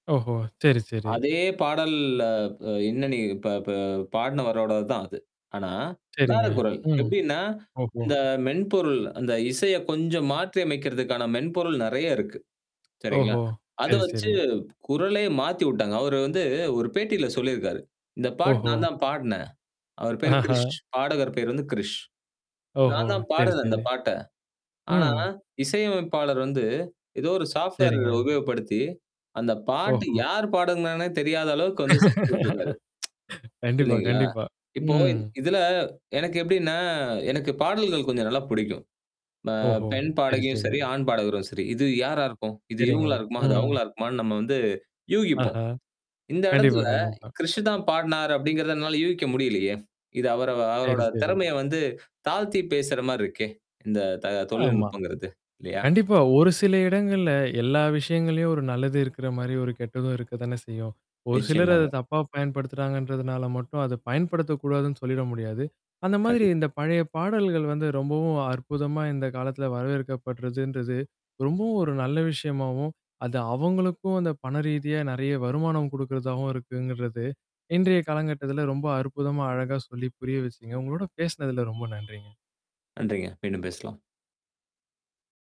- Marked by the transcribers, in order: drawn out: "அதே பாடல்"; in English: "பேட்டியில"; distorted speech; laughing while speaking: "ஆஹா!"; drawn out: "ம்"; in English: "சாஃப்ட்வேர்"; laugh; tsk; drawn out: "எப்டின்னா"; drawn out: "ம்"; drawn out: "ம்"; other noise; horn
- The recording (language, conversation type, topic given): Tamil, podcast, இப்போது பழைய பாடல்களுக்கு மீண்டும் ஏன் அதிக வரவேற்பு கிடைக்கிறது?